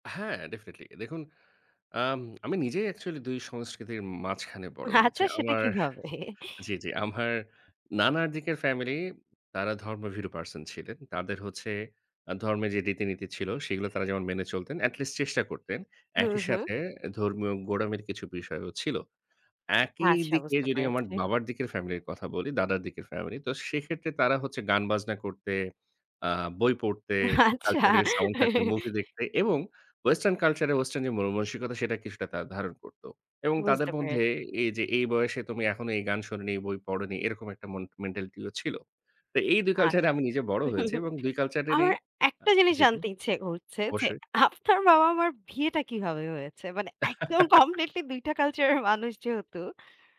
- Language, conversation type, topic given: Bengali, podcast, তুমি কীভাবে নিজের সন্তানকে দুই সংস্কৃতিতে বড় করতে চাও?
- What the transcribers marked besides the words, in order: in English: "ডেফিনিটলি"; in English: "অ্যাকচুয়ালি"; laughing while speaking: "হাচ্ছা, সেটা কিভাবে?"; "আচ্ছা" said as "হাচ্ছা"; chuckle; in English: "পারসন"; other background noise; in English: "এট লিস্ট"; tapping; laughing while speaking: "আচ্ছা"; chuckle; in English: "মেন্টালিটি"; chuckle; scoff; laughing while speaking: "কমপ্লিটলি দুই টা কালচার"; in English: "কমপ্লিটলি"; laugh